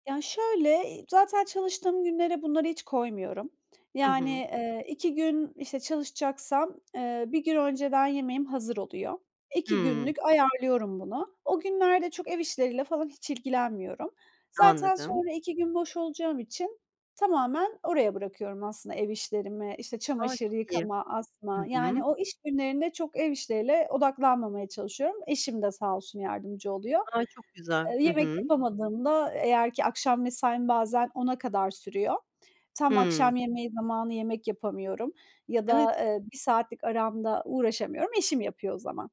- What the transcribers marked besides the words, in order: other background noise
- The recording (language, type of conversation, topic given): Turkish, podcast, Evden çalışırken verimli olmak için neler yapıyorsun?